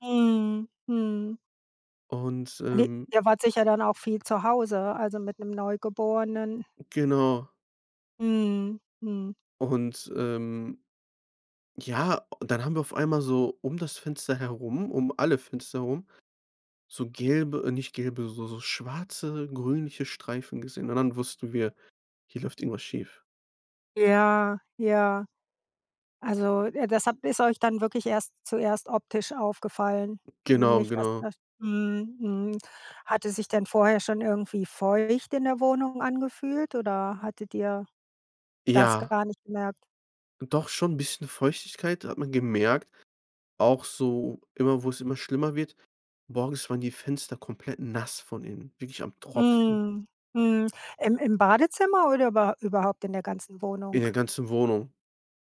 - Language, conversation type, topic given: German, podcast, Wann hat ein Umzug dein Leben unerwartet verändert?
- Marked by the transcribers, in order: unintelligible speech